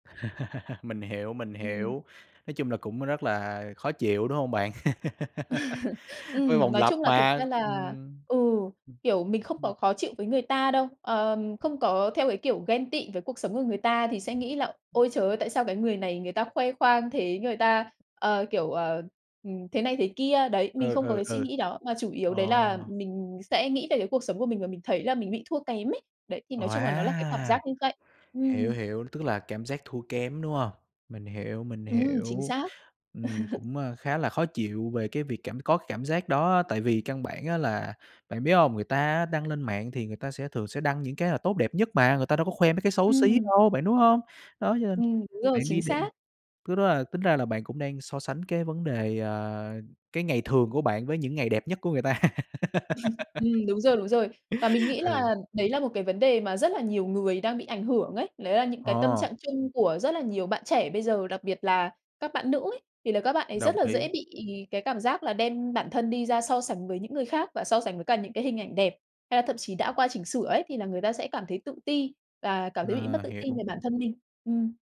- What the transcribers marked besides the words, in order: chuckle; chuckle; laugh; other background noise; chuckle; tapping; chuckle; laughing while speaking: "người ta"; giggle
- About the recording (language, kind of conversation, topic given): Vietnamese, podcast, Bạn làm sao để không so sánh bản thân với người khác trên mạng?
- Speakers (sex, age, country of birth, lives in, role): female, 30-34, Vietnam, Malaysia, guest; male, 25-29, Vietnam, Vietnam, host